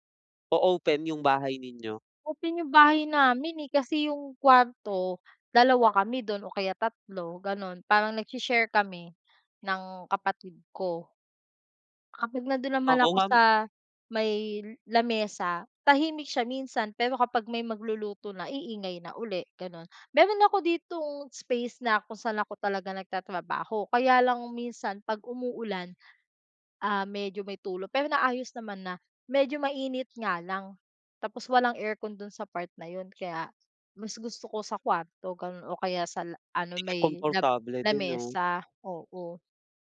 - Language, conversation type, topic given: Filipino, advice, Paano ako makakapagpokus sa bahay kung maingay at madalas akong naaabala ng mga kaanak?
- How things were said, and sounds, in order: none